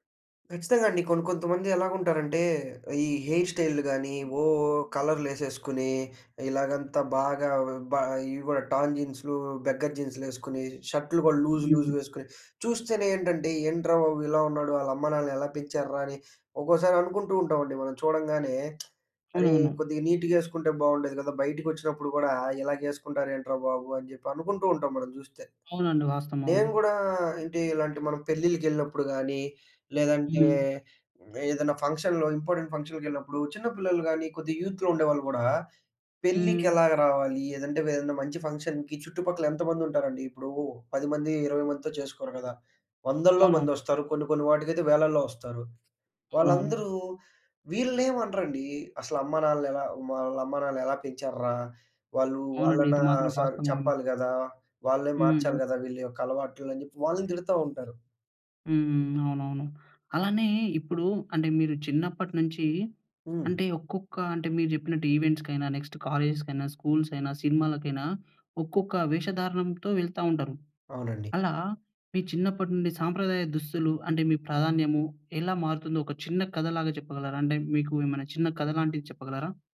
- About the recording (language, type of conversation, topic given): Telugu, podcast, సాంప్రదాయ దుస్తులు మీకు ఎంత ముఖ్యం?
- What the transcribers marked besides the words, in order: in English: "హెయిర్"; in English: "టర్న్"; in English: "బెగ్గర్"; in English: "లూజ్, లూజ్"; lip smack; in English: "నీట్‍గా"; in English: "ఫంక్షన్‌లో, ఇంపార్టెంట్ ఫంక్షన్‌కెళ్ళినప్పుడు"; in English: "యూత్‌లో"; in English: "ఫంక్షన్‌కి"; in English: "నెక్స్ట్"